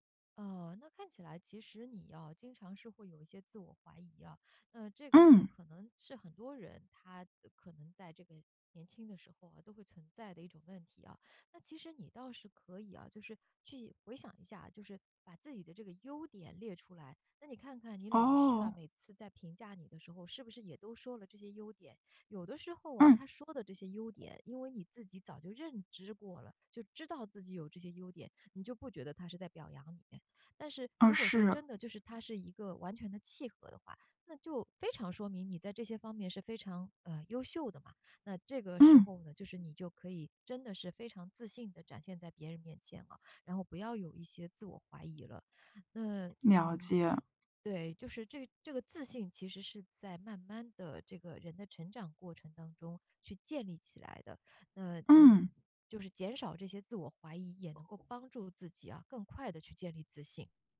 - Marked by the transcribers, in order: other background noise
- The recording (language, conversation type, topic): Chinese, advice, 你通常在什么情况下会把自己和别人比较，这种比较又会如何影响你的创作习惯？